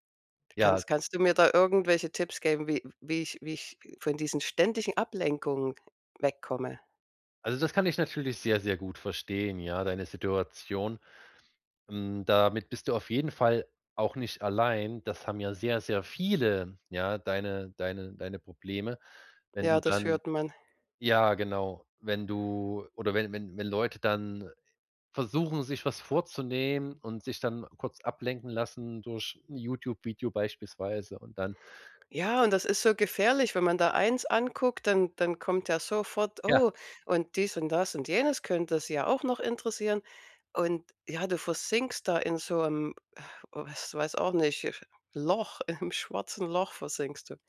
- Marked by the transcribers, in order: stressed: "viele"; other background noise
- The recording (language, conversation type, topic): German, advice, Wie kann ich wichtige Aufgaben trotz ständiger Ablenkungen erledigen?